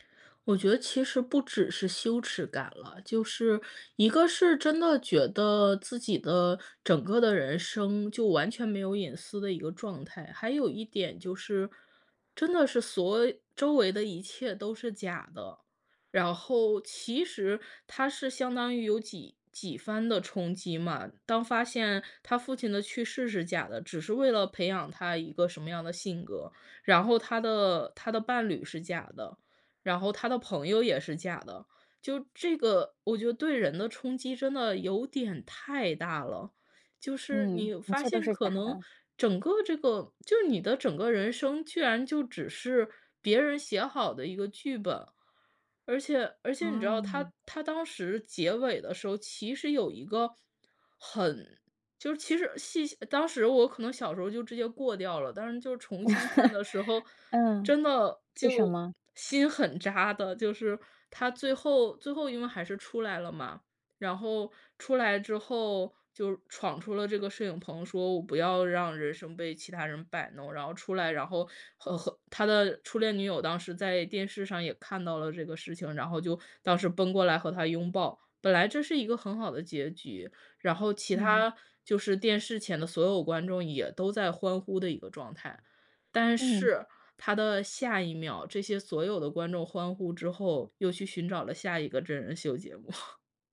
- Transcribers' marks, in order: tapping; chuckle; laughing while speaking: "目"
- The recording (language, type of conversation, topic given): Chinese, podcast, 你最喜欢的一部电影是哪一部？